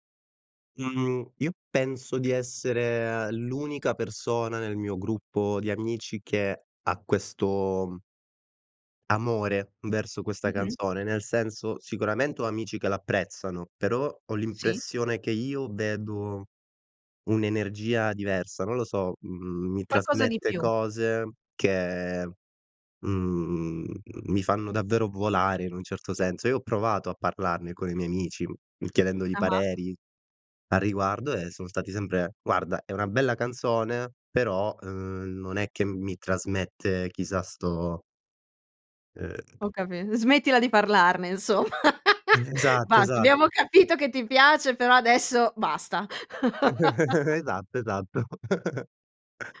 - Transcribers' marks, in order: laughing while speaking: "insom"; laugh; chuckle; laugh; laughing while speaking: "esatto"; chuckle
- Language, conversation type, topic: Italian, podcast, Qual è la canzone che ti ha cambiato la vita?